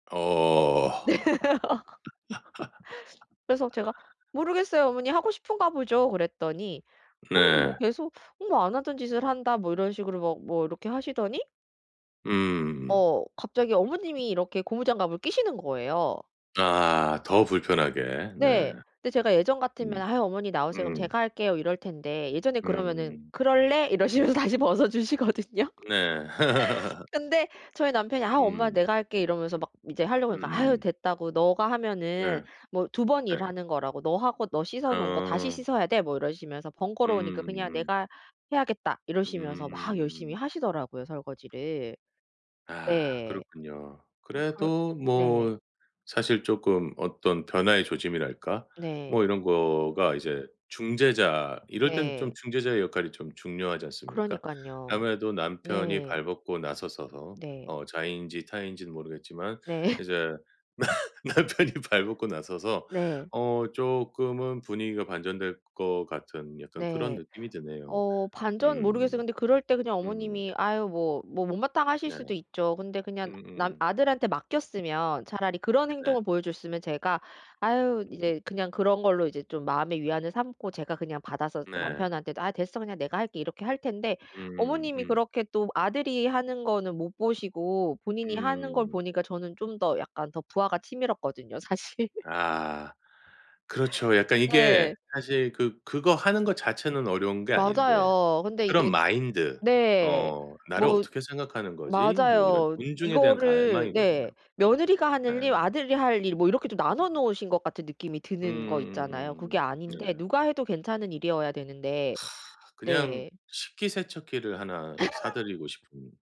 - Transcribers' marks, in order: laughing while speaking: "네"; laugh; laughing while speaking: "이러시면서 다시 벗어 주시거든요"; laugh; other background noise; "나셔서서" said as "나서서서"; laugh; laughing while speaking: "나 남편이"; laughing while speaking: "사실"; laugh; sigh; laugh
- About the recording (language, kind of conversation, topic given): Korean, advice, 가족 모임에서 가치관 차이로 화가 날 때 집안 분위기를 망치지 않으면서 감정을 어떻게 억누를 수 있을까요?